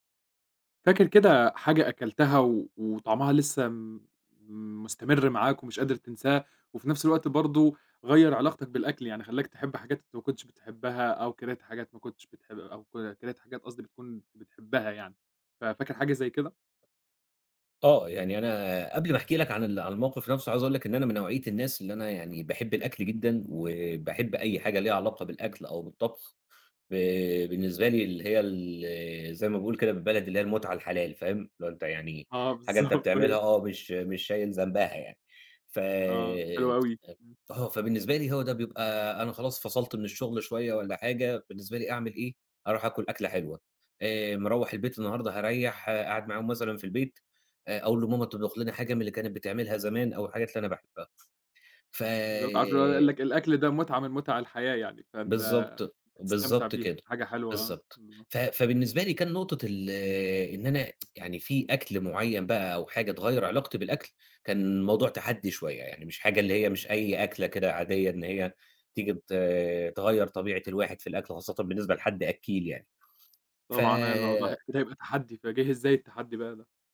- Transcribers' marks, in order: laughing while speaking: "بالضبط، أيوه"; tapping; other noise; tsk; other background noise
- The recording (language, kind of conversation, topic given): Arabic, podcast, ايه هو الطعم اللي غيّر علاقتك بالأكل؟